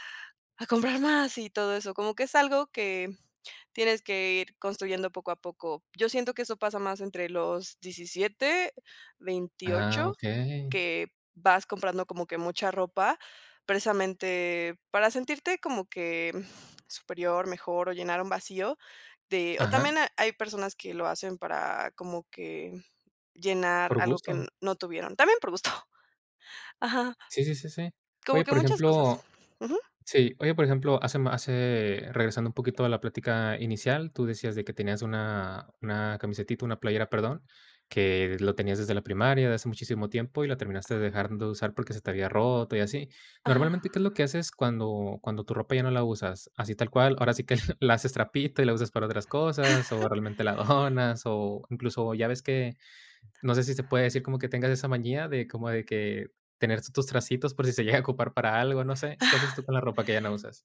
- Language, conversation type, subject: Spanish, podcast, ¿Qué papel cumple la sostenibilidad en la forma en que eliges tu ropa?
- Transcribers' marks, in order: tapping; other noise